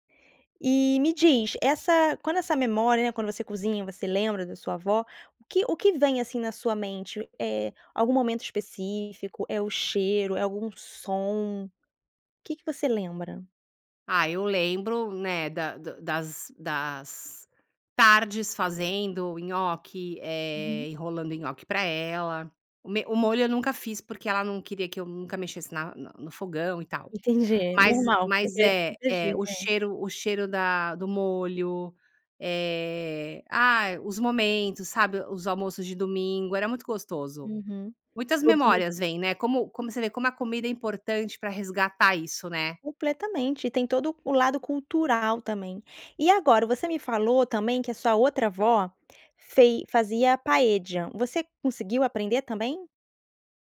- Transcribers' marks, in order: in Spanish: "paella"
- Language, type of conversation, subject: Portuguese, podcast, Que prato dos seus avós você ainda prepara?